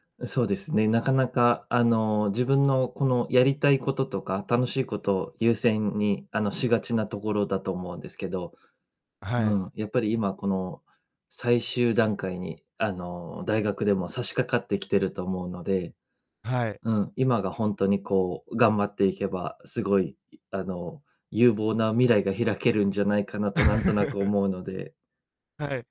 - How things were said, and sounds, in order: chuckle
- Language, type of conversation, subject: Japanese, advice, やるべきことが多すぎて優先順位をつけられないと感じるのはなぜですか？